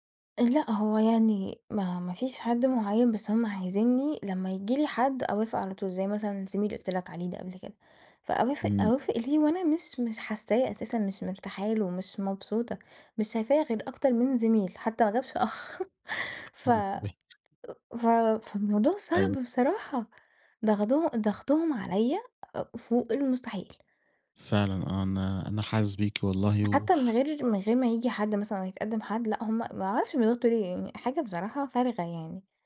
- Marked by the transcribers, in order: unintelligible speech; other background noise; tapping; laugh
- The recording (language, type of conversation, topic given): Arabic, advice, إزاي أتعامل مع ضغط العيلة إني أتجوز في سن معيّن؟